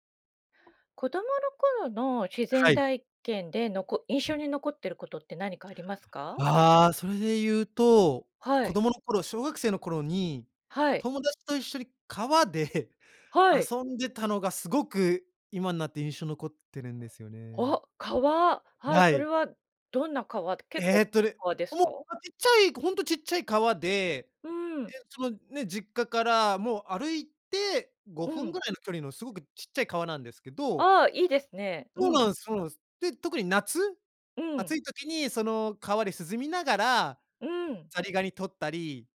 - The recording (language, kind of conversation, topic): Japanese, podcast, 子どもの頃に体験した自然の中での出来事で、特に印象に残っているのは何ですか？
- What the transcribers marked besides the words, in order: other background noise